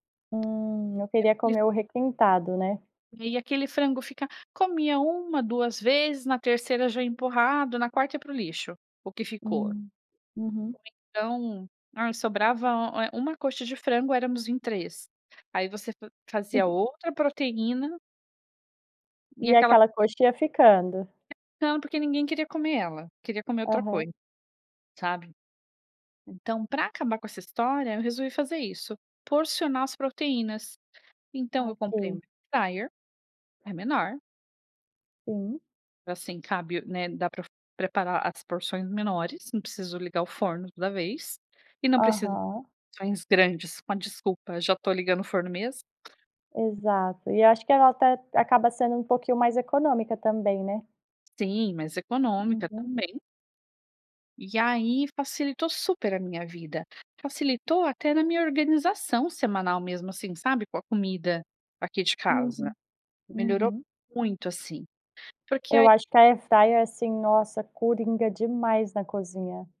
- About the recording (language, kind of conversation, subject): Portuguese, podcast, Que dicas você dá para reduzir o desperdício de comida?
- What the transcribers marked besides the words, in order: unintelligible speech; laugh; tapping